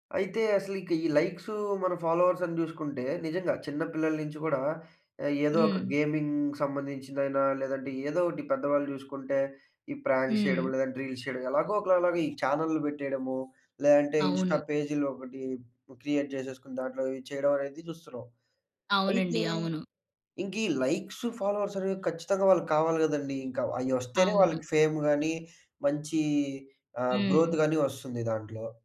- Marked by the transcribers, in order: in English: "లైక్స్"; in English: "ఫాలోవర్స్"; in English: "గేమింగ్‌కి"; in English: "ప్రాంక్స్"; in English: "రీల్స్"; in English: "ఇన్‌స్టా పేజ్‌లో"; in English: "క్రియేట్"; in English: "లైక్స్ ఫాలోవర్స్"; in English: "ఫేమ్"; in English: "గ్రోత్"
- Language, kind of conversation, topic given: Telugu, podcast, లైక్స్ మరియు ఫాలోవర్లు మీ ఆత్మవిశ్వాసాన్ని ఎలా ప్రభావితం చేస్తాయో చెప్పగలరా?